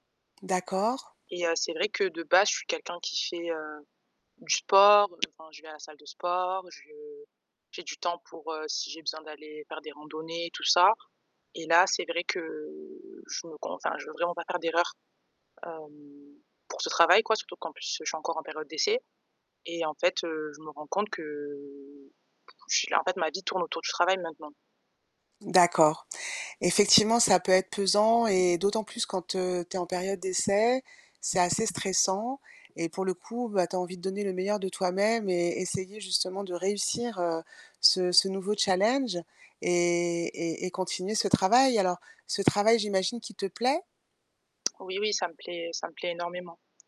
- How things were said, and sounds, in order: static; tapping; drawn out: "que"; drawn out: "que"
- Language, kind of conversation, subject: French, advice, Comment puis-je organiser mes blocs de temps pour équilibrer travail et repos ?